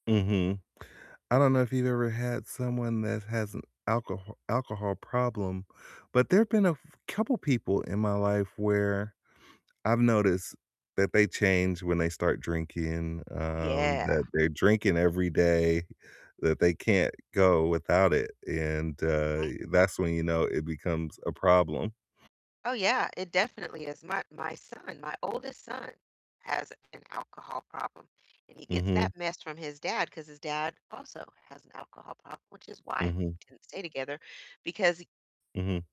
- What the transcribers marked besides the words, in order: distorted speech; static
- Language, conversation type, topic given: English, unstructured, How can you support a friend through a health challenge without overstepping?